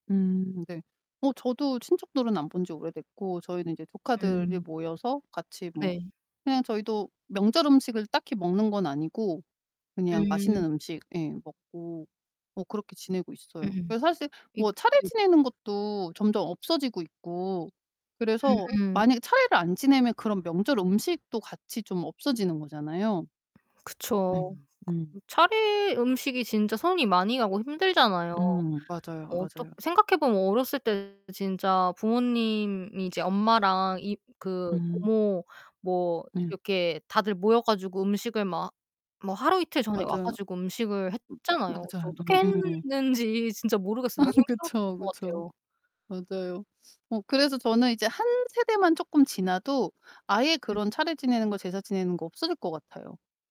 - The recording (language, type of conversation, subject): Korean, unstructured, 한국 명절 때 가장 기억에 남는 풍습은 무엇인가요?
- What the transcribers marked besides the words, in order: distorted speech; other background noise; unintelligible speech; laughing while speaking: "했는지"; laughing while speaking: "아"; tapping